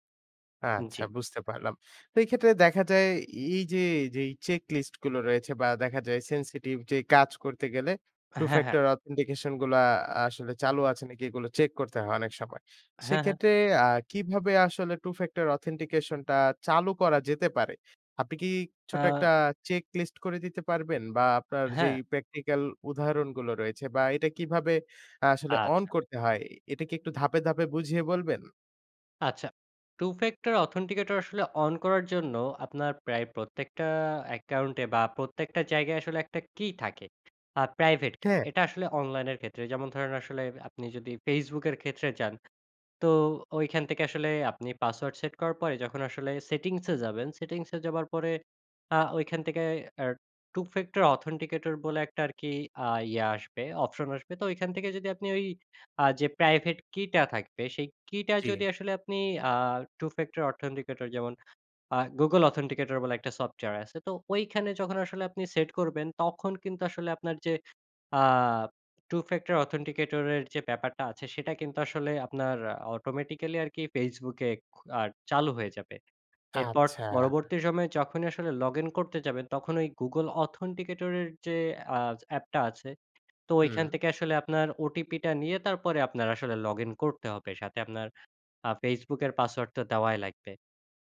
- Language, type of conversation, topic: Bengali, podcast, পাসওয়ার্ড ও অনলাইন নিরাপত্তা বজায় রাখতে কী কী টিপস অনুসরণ করা উচিত?
- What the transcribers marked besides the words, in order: in English: "two factor authentication"; in English: "two factor authentication"; in English: "checklist"; in English: "practical"; in English: "two factor authenticator"; in English: "two factor authenticator"; in English: "two factor authenticator"; in English: "two factor authenticator"